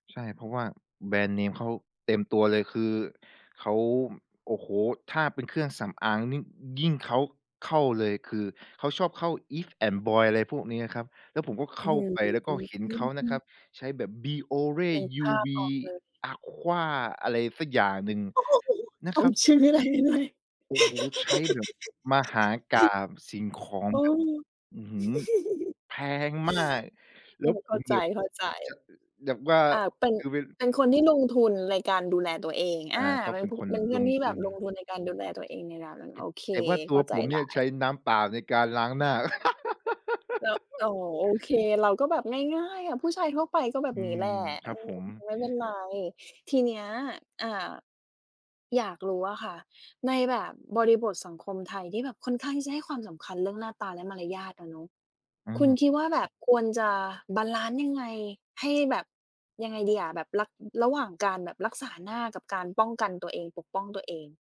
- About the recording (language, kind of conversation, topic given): Thai, podcast, คุณเคยโดนวิจารณ์เรื่องสไตล์ไหม แล้วรับมือยังไง?
- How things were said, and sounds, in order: drawn out: "อื้อฮือ"; other background noise; laughing while speaking: "โอ้โฮ ท่องชื่อได้ด้วย"; laugh; giggle; laugh